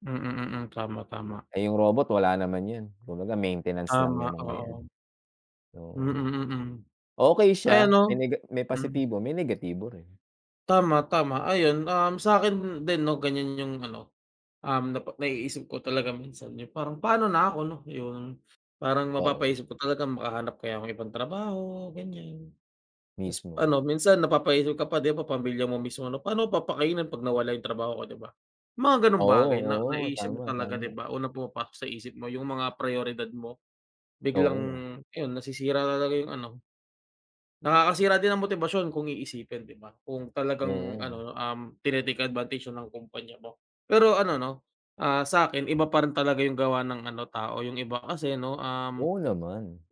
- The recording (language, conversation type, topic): Filipino, unstructured, Ano ang nararamdaman mo kapag naiisip mong mawalan ng trabaho dahil sa awtomasyon?
- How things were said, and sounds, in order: other noise